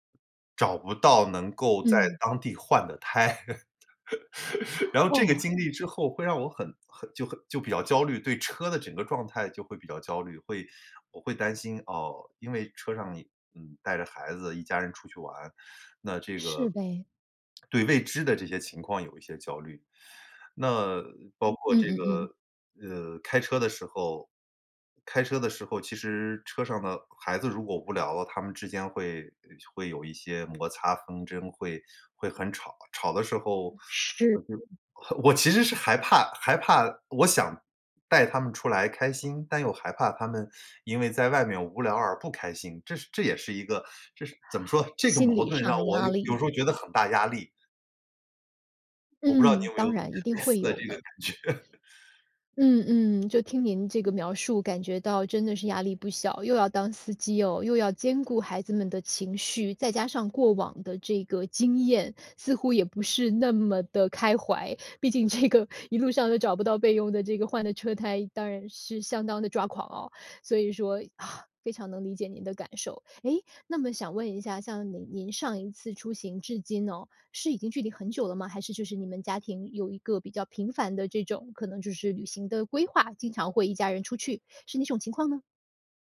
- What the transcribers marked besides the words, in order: laugh; tapping; laughing while speaking: "我其实是"; other background noise; laughing while speaking: "感觉？"; laugh; laughing while speaking: "这个"; sigh
- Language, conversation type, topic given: Chinese, advice, 旅行时如何减少焦虑和压力？